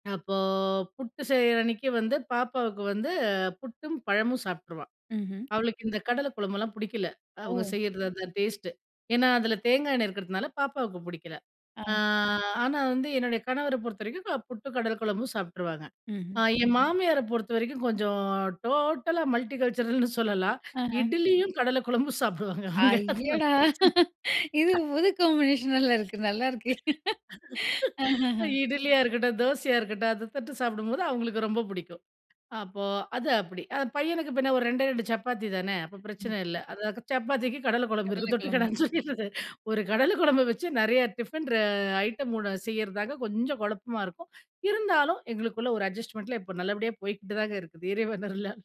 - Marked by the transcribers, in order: other noise; drawn out: "ஆ"; chuckle; in English: "மல்டிகல்ச்சுரல்னு"; laughing while speaking: "அய்யடா! இது புது காம்பினேஷன்னால இருக்கு, நல்லா இருக்கே. அஹஹா"; laughing while speaking: "அதனால பிரச்சனை"; in English: "காம்பினேஷன்னால"; laugh; laughing while speaking: "தொட்டுக்கடான்னு சொல்லிடறது"; in English: "அட்ஜஸ்ட்மென்ட்ல"; laughing while speaking: "இறைவன் அருளால"
- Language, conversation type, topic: Tamil, podcast, பல்கலாச்சார குடும்பத்தில் வளர்ந்த அனுபவம் உங்களுக்கு எப்படி உள்ளது?